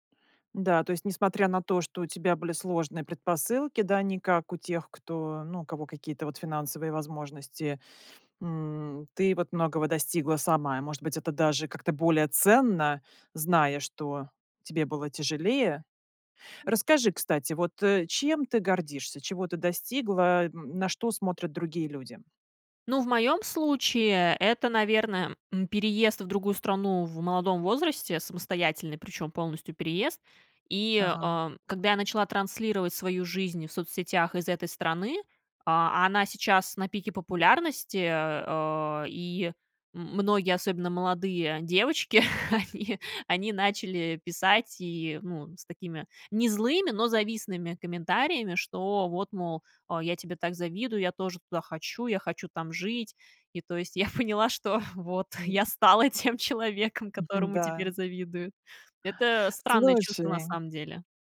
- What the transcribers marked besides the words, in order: other background noise; chuckle; laughing while speaking: "я поняла, что, вот, я стала тем человеком"; other noise; tapping
- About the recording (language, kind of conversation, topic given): Russian, podcast, Какие приёмы помогли тебе не сравнивать себя с другими?